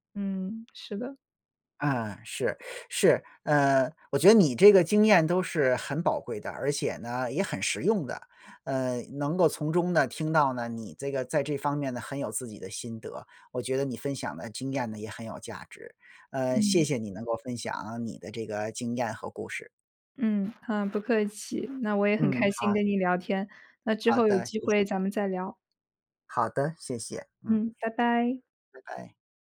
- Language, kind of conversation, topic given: Chinese, podcast, 当对方情绪低落时，你会通过讲故事来安慰对方吗？
- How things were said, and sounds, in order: other background noise